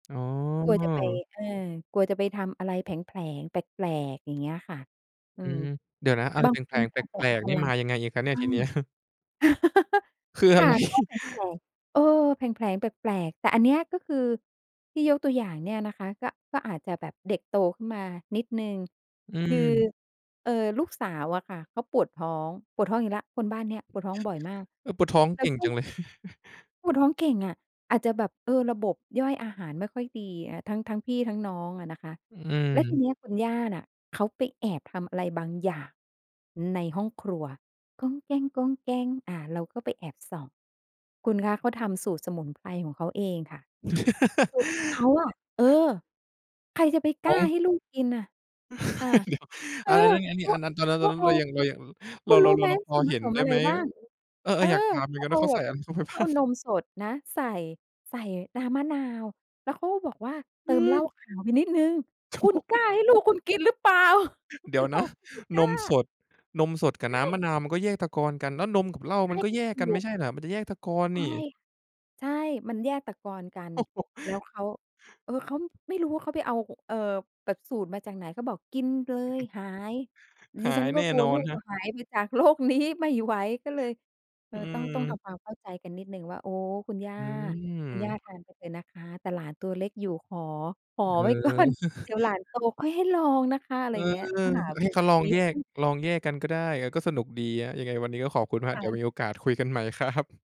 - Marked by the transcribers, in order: chuckle; chuckle; chuckle; chuckle; chuckle; laughing while speaking: "บ้าง ?"; surprised: "หือ"; surprised: "คุณกล้าให้ลูกคุณกินหรือเปล่า ?"; laughing while speaking: "โธ่"; laugh; laughing while speaking: "เราก็ไม่กล้า"; laughing while speaking: "โอ้โฮ"; laughing while speaking: "โลกนี้"; laughing while speaking: "ก่อน"; chuckle; laughing while speaking: "ครับ"
- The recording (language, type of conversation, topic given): Thai, podcast, คุณคิดอย่างไรกับการให้ย่าหรือยายช่วยเลี้ยงลูก?